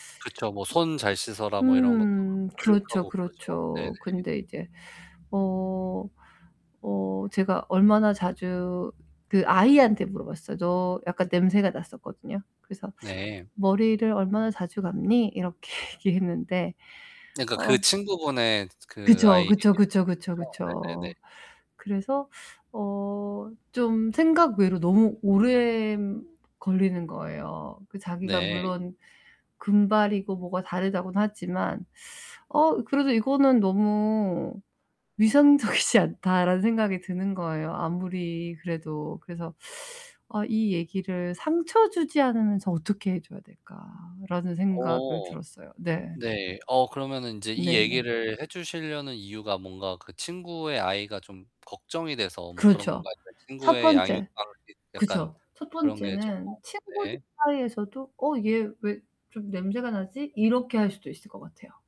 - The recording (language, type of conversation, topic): Korean, advice, 상대에게 상처를 주지 않으면서 비판을 어떻게 전하면 좋을까요?
- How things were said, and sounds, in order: distorted speech; laughing while speaking: "이렇게"; unintelligible speech; other background noise; laughing while speaking: "위생적이지 않다.'라는"